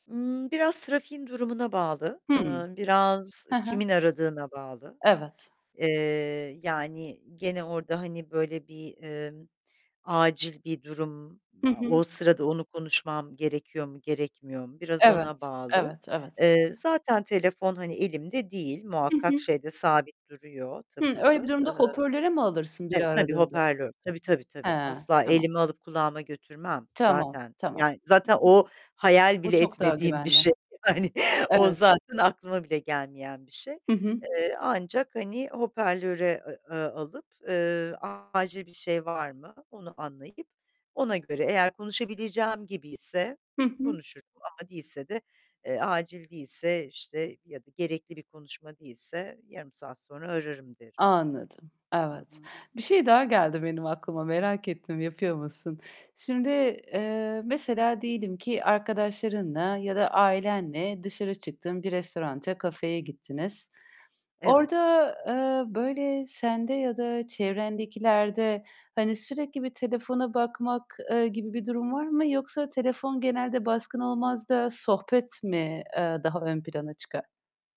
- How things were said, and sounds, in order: static; distorted speech; tapping; other background noise; "hoparlör" said as "hoperlör"; unintelligible speech; chuckle; laughing while speaking: "Hani, o zaten"; "hoparlöre" said as "hoperlöre"
- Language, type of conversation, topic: Turkish, podcast, Telefon bağımlılığını nasıl kontrol altına alıyorsun?